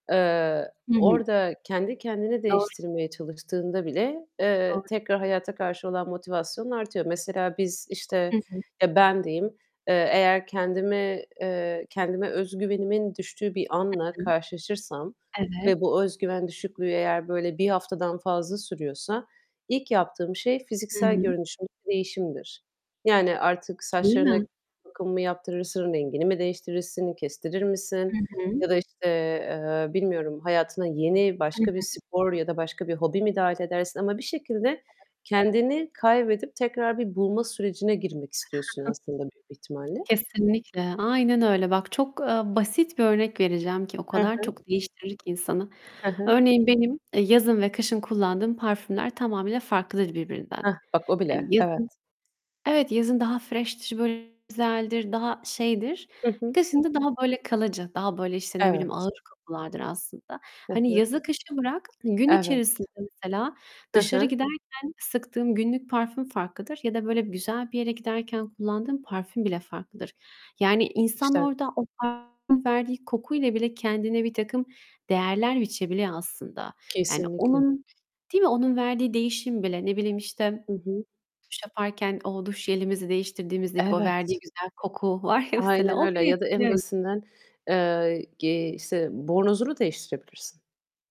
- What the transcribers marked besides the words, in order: tapping; other background noise; distorted speech; unintelligible speech; unintelligible speech; in English: "fresh'tir"; laughing while speaking: "var ya mesela"; unintelligible speech
- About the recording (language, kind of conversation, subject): Turkish, unstructured, Değişim yapmak istediğinde seni neler engelliyor?